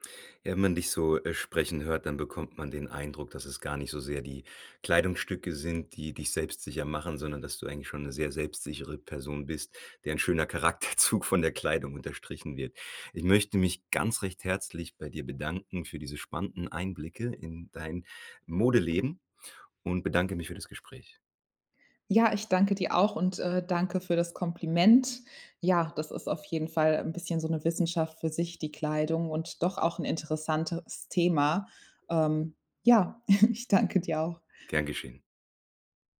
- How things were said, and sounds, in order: laughing while speaking: "Charakterzug"; other background noise; chuckle; laughing while speaking: "ich"
- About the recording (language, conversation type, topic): German, podcast, Gibt es ein Kleidungsstück, das dich sofort selbstsicher macht?